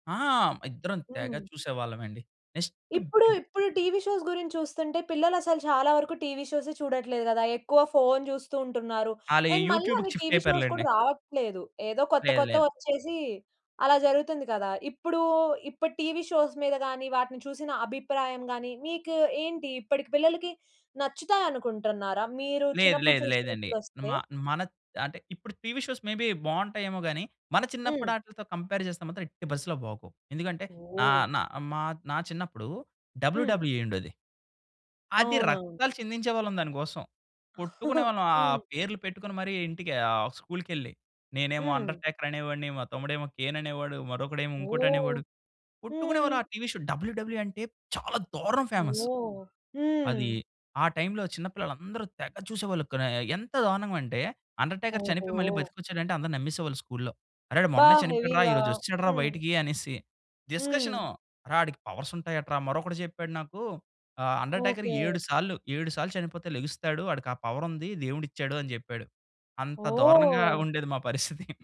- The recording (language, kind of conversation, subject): Telugu, podcast, చిన్నప్పుడు మీకు ఇష్టమైన టెలివిజన్ కార్యక్రమం ఏది?
- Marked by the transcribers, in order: in English: "నెక్స్ట్"; other noise; in English: "షోస్"; in English: "యూట్యూబ్‌కి షిఫ్ట్"; in English: "అండ్"; in English: "షోస్"; in English: "షోస్"; in English: "షోస్ మే బి"; in English: "కంపేర్"; in English: "డబల్యుడబల్యుఈ"; other background noise; chuckle; in English: "షో డబల్యుడబల్యుఈ"; stressed: "చాలా"; in English: "ఫేమస్"; in English: "టైమ్‌లో"; in English: "హెవీగా"; in English: "పవర్స్"; in English: "పవర్"; chuckle